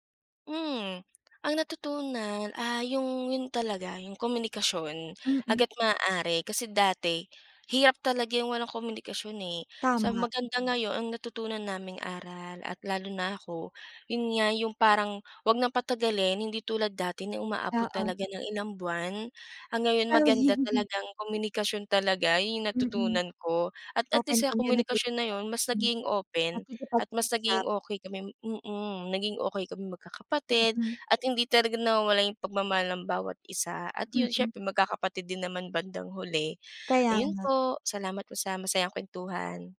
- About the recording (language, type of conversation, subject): Filipino, podcast, Paano ninyo nilulutas ang mga alitan sa bahay?
- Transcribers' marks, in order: chuckle